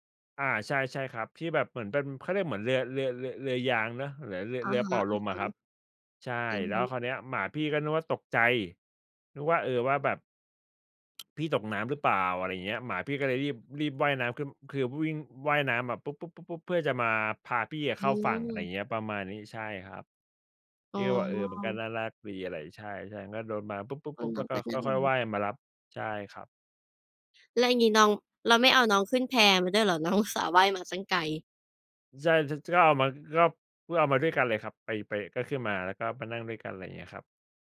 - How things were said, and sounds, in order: tsk; laughing while speaking: "น้อง"
- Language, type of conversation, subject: Thai, unstructured, สัตว์เลี้ยงช่วยให้คุณรู้สึกดีขึ้นได้อย่างไร?